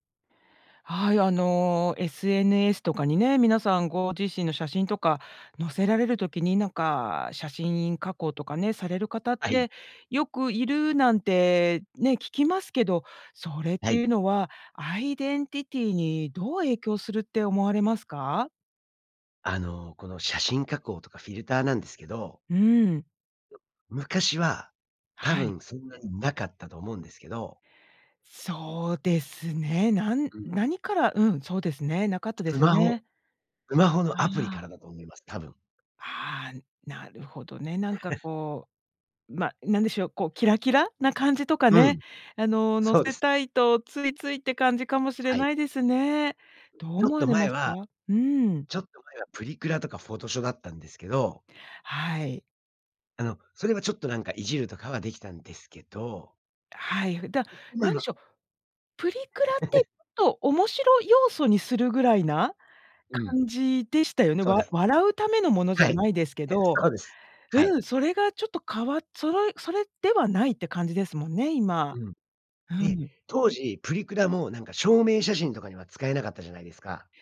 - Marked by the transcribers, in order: in English: "アイデンティティー"; chuckle; laugh; chuckle
- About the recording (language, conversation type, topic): Japanese, podcast, 写真加工やフィルターは私たちのアイデンティティにどのような影響を与えるのでしょうか？